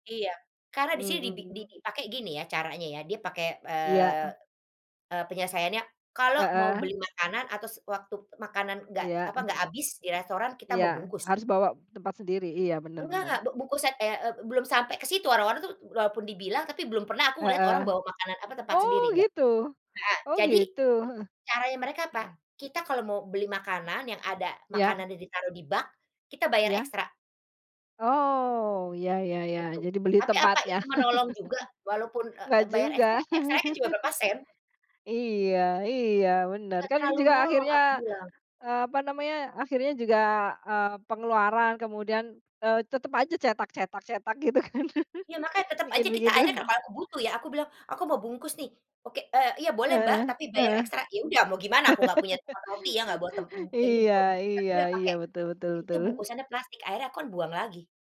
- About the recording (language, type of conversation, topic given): Indonesian, unstructured, Apa yang bisa kita pelajari dari alam tentang kehidupan?
- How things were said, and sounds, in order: throat clearing; other background noise; chuckle; chuckle; laugh; tapping